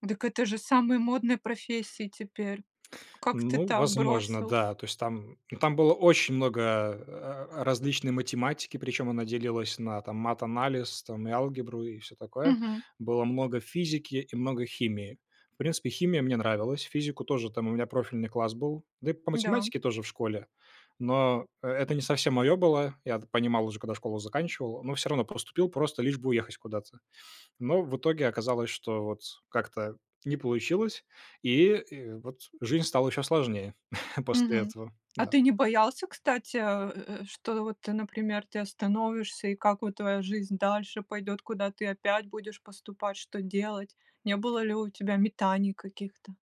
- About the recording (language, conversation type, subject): Russian, podcast, Когда ты впервые почувствовал себя взрослым?
- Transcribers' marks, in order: other noise; other background noise; chuckle